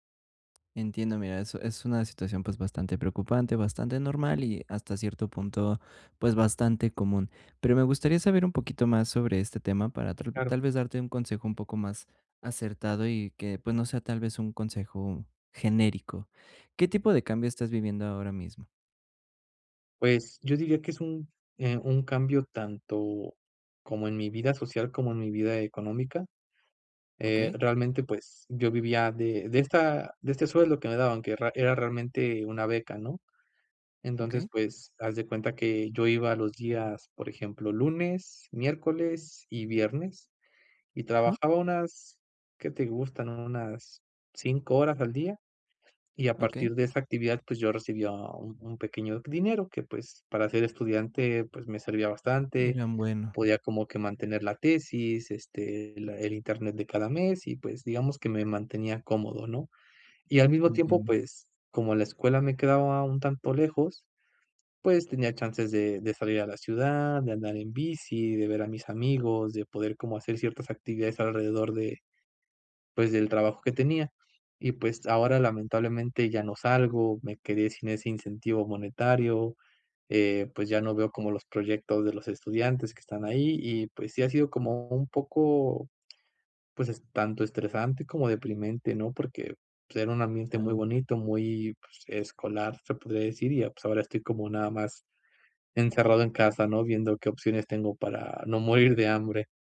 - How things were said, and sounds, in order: other background noise; laughing while speaking: "morir"
- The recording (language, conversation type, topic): Spanish, advice, ¿Cómo puedo manejar la incertidumbre durante una transición, como un cambio de trabajo o de vida?